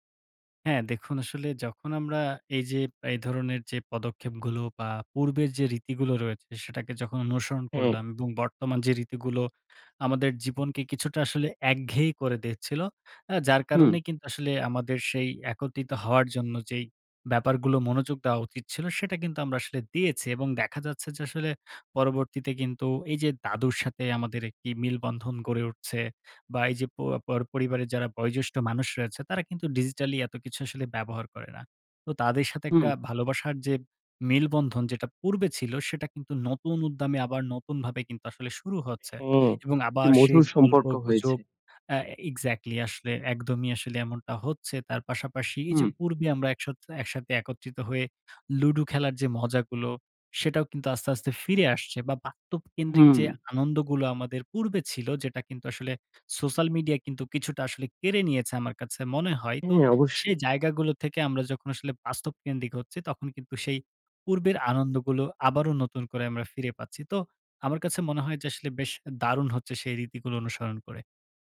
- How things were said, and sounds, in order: horn
- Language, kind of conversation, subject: Bengali, podcast, আপনি কি আপনার পরিবারের কোনো রীতি বদলেছেন, এবং কেন তা বদলালেন?